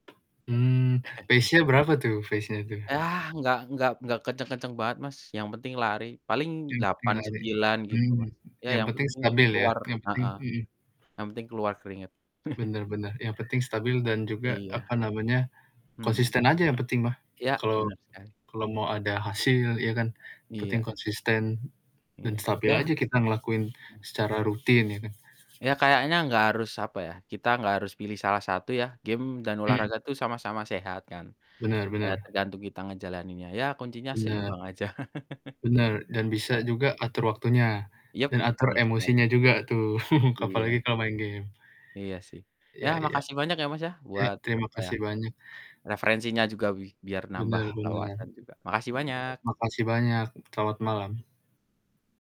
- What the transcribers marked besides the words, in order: tapping; in English: "pace-nya"; chuckle; in English: "Pace-nya"; distorted speech; chuckle; other background noise; chuckle; chuckle
- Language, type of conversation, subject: Indonesian, unstructured, Mana yang lebih Anda nikmati: bermain gim video atau berolahraga di luar ruangan?